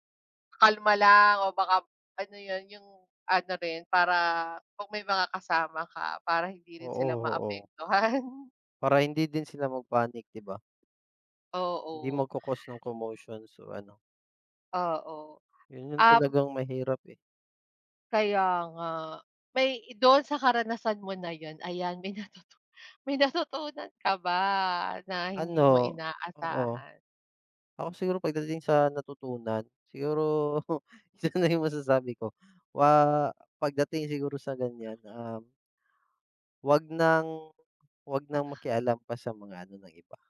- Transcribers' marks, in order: chuckle; in English: "commotion"; laughing while speaking: "may nautut may natutunan ka ba"; chuckle; laughing while speaking: "isa na yung masasabi ko"; scoff
- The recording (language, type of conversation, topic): Filipino, unstructured, Ano ang pinakanakagugulat na nangyari sa iyong paglalakbay?